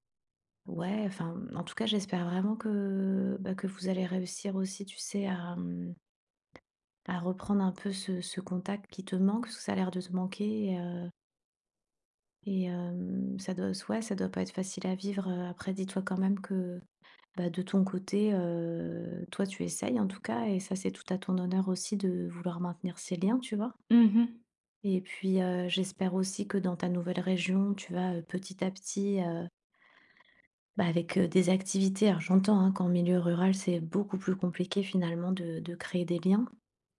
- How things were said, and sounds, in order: none
- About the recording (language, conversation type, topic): French, advice, Comment gérer l’éloignement entre mon ami et moi ?